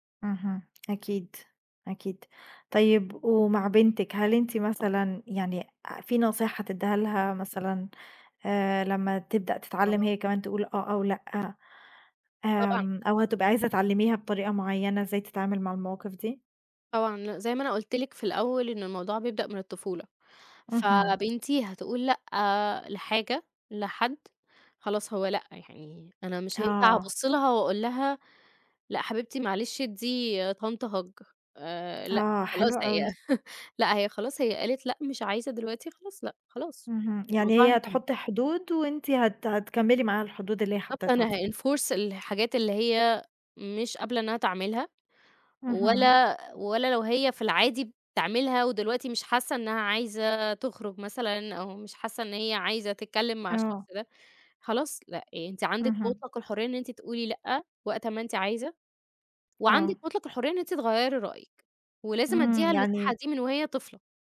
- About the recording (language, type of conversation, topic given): Arabic, podcast, إزاي بتعرف إمتى تقول أيوه وإمتى تقول لأ؟
- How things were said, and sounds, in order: other background noise; in English: "hug"; chuckle; in English: "هenforce"